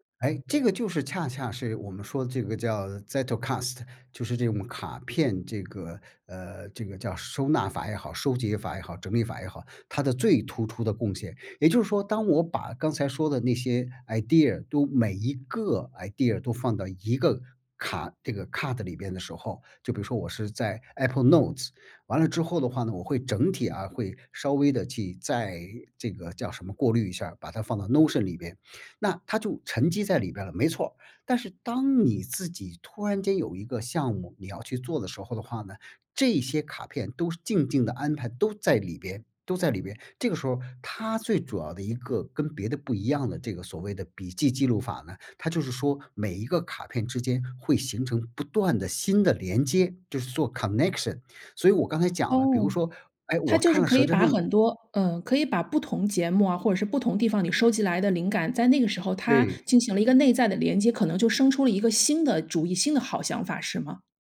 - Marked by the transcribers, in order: in German: "Zettelkasten"; in English: "idea"; in English: "idea"; in English: "card"; in English: "Apple Notes"; in English: "connection"
- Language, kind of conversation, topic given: Chinese, podcast, 你平时如何收集素材和灵感？